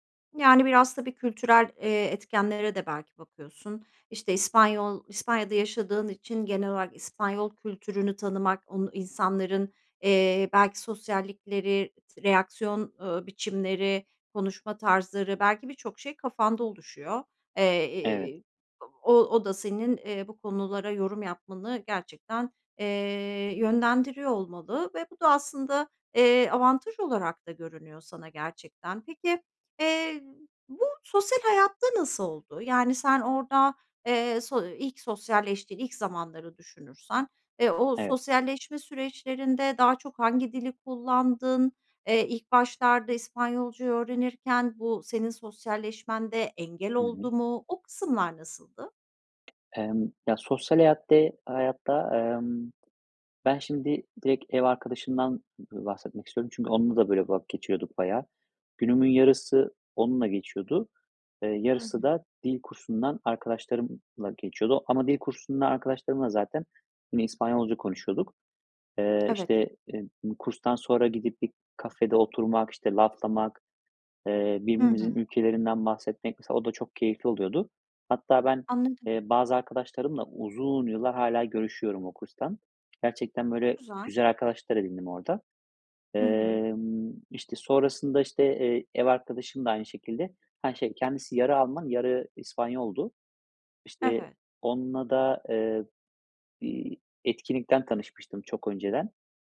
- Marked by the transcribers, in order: tapping
- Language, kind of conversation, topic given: Turkish, podcast, İki dili bir arada kullanmak sana ne kazandırdı, sence?